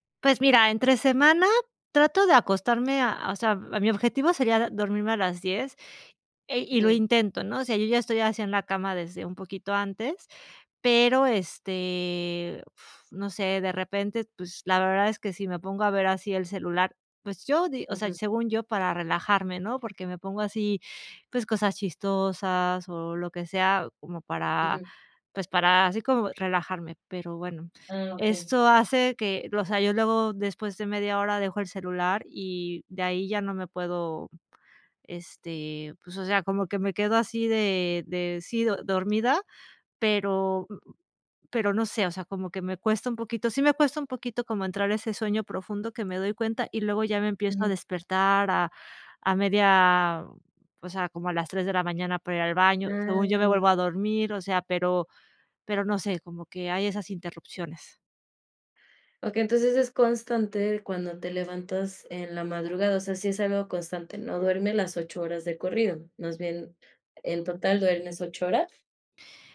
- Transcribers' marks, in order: none
- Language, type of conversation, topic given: Spanish, advice, ¿Por qué me despierto cansado aunque duermo muchas horas?